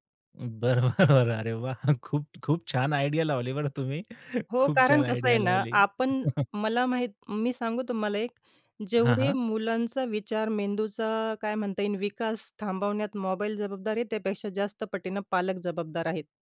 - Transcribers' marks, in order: laughing while speaking: "बरोबर. अरे वाह! खूप खूप … छान आयडिया लावली"; tapping; in English: "आयडिया"; in English: "आयडिया"; chuckle
- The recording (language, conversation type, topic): Marathi, podcast, मुले आणि पालकांमधील संवाद वाढवण्यासाठी तुम्ही काय करता?